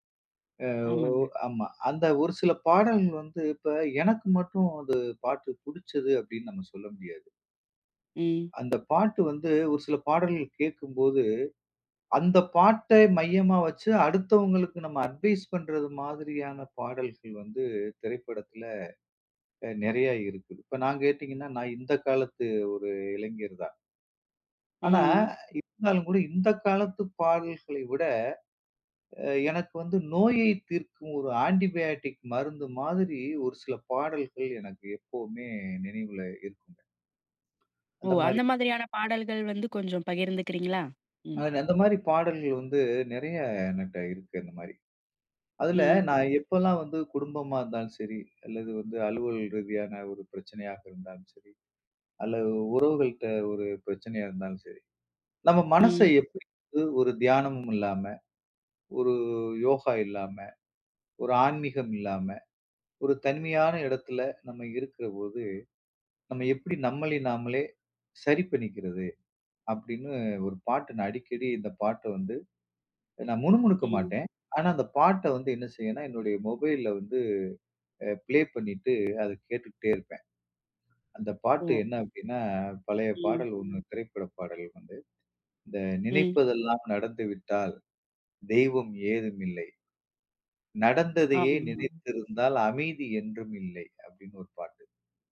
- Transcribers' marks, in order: other noise; in English: "அட்வைஸ்"; in English: "ஆன்டி பயோடிக்"; other background noise; in English: "ப்ளே"
- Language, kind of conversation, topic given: Tamil, podcast, நினைவுகளை மீண்டும் எழுப்பும் ஒரு பாடலைப் பகிர முடியுமா?